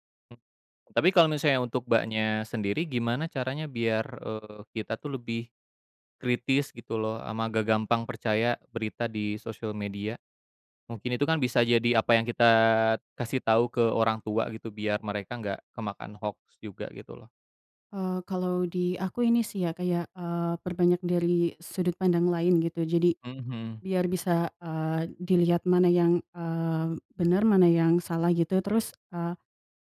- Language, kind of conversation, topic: Indonesian, unstructured, Bagaimana menurutmu media sosial memengaruhi berita saat ini?
- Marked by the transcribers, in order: tapping